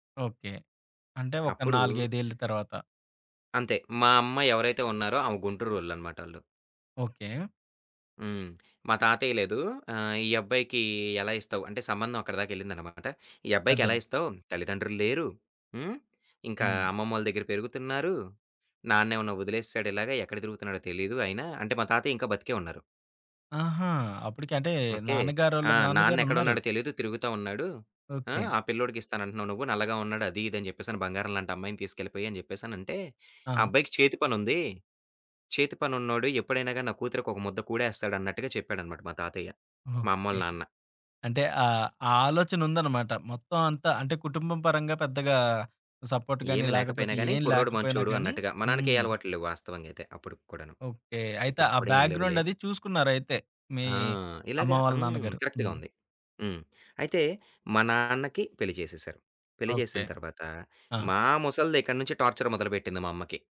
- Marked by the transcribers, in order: other background noise; tapping; in English: "సపోర్ట్"; in English: "బ్యాగ్‌గ్రౌండ్"; in English: "కరెక్ట్‌గా"; in English: "టార్చర్"
- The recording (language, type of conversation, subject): Telugu, podcast, మీ కుటుంబ వలస కథను ఎలా చెప్పుకుంటారు?